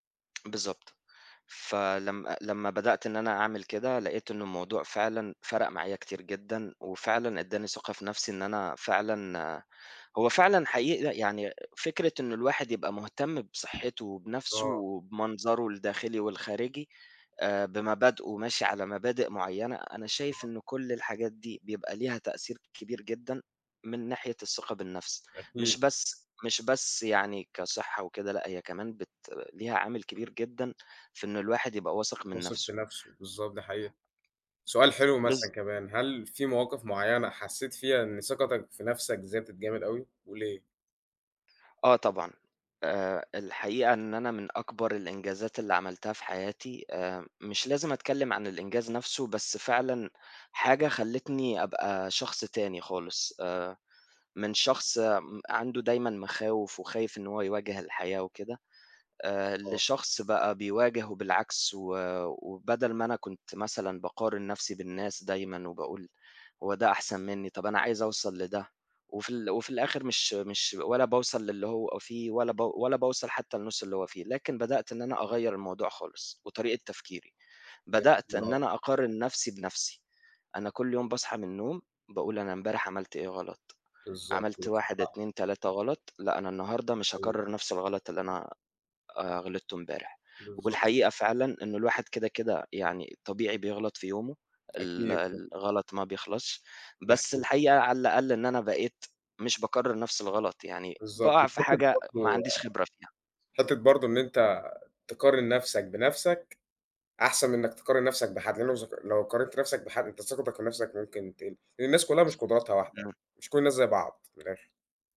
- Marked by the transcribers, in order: tapping; other noise; unintelligible speech
- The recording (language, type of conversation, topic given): Arabic, unstructured, إيه الطرق اللي بتساعدك تزود ثقتك بنفسك؟